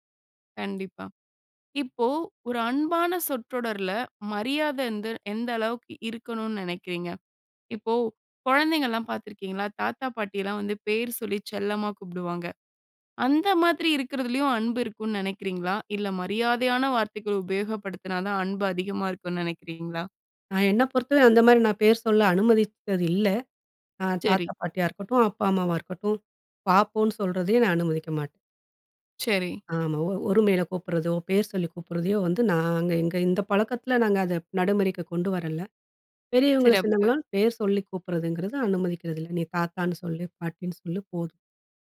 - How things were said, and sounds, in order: drawn out: "நாங்க"
- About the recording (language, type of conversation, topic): Tamil, podcast, அன்பை வெளிப்படுத்தும்போது சொற்களையா, செய்கைகளையா—எதையே நீங்கள் அதிகம் நம்புவீர்கள்?